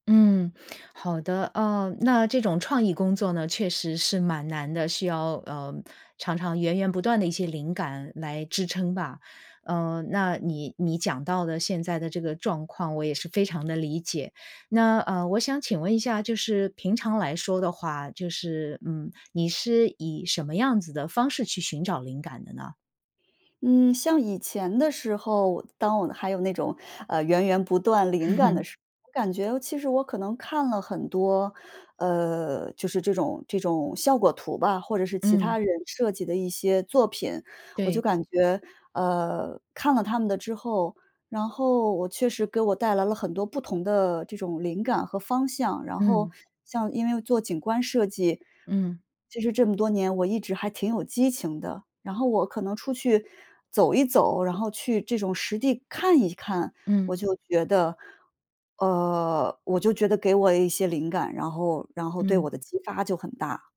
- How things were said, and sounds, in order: chuckle
- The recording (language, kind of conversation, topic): Chinese, advice, 当你遇到创意重复、找不到新角度时，应该怎么做？